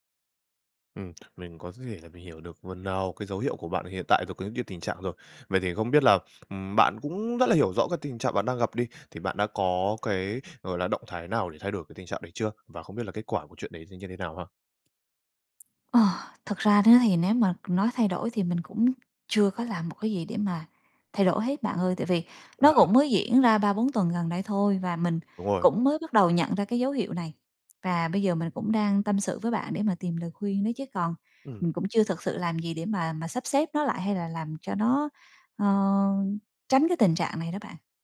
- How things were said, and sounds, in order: tapping
- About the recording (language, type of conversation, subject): Vietnamese, advice, Vì sao căng thẳng công việc kéo dài khiến bạn khó thư giãn?